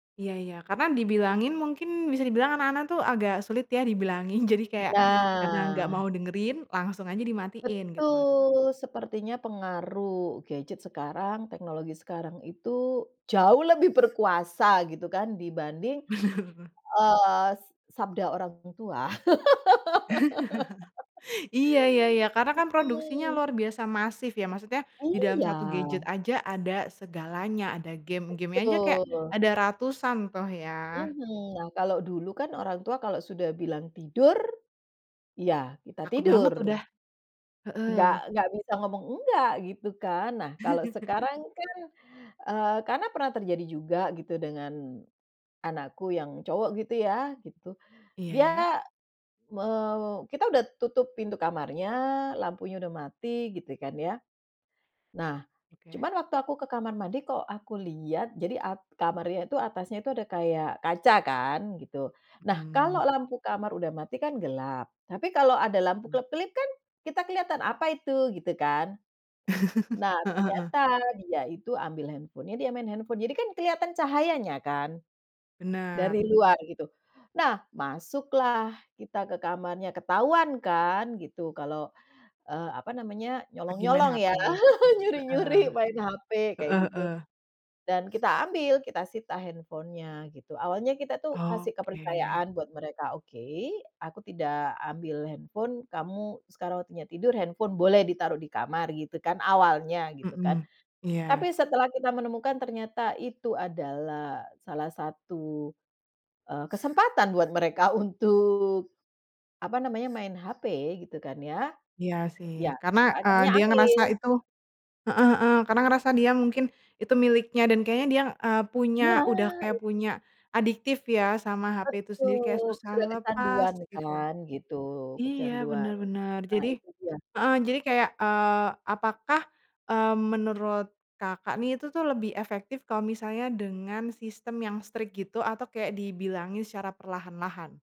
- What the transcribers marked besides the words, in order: laughing while speaking: "dibilangin"; drawn out: "Nah"; drawn out: "Betul"; laughing while speaking: "Bener"; laugh; other background noise; laugh; laugh; laughing while speaking: "ya, nyuri-nyuri"; in English: "strict"
- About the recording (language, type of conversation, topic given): Indonesian, podcast, Apa perbedaan pandangan orang tua dan anak tentang teknologi?